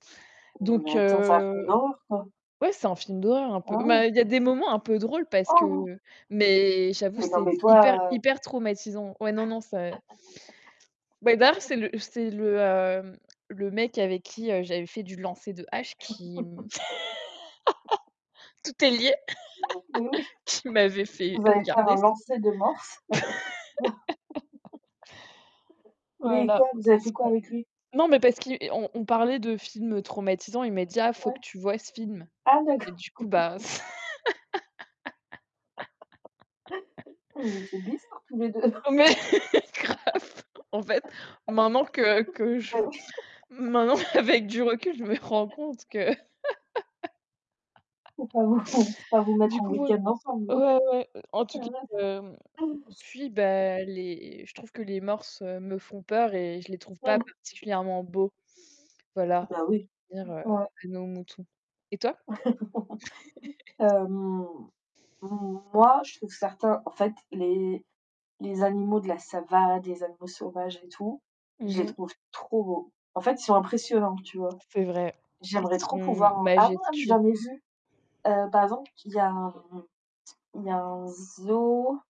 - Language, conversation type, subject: French, unstructured, Préférez-vous la beauté des animaux de compagnie ou celle des animaux sauvages ?
- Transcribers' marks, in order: stressed: "Oh"; tapping; laugh; chuckle; laugh; laughing while speaking: "qui m'avait fait regarder ce f"; laughing while speaking: "Oui, Oui"; laugh; laugh; laughing while speaking: "Mais grave !"; laugh; chuckle; laugh; laugh; chuckle; distorted speech; other noise; laugh; "savanne" said as "savade"; stressed: "trop"; tsk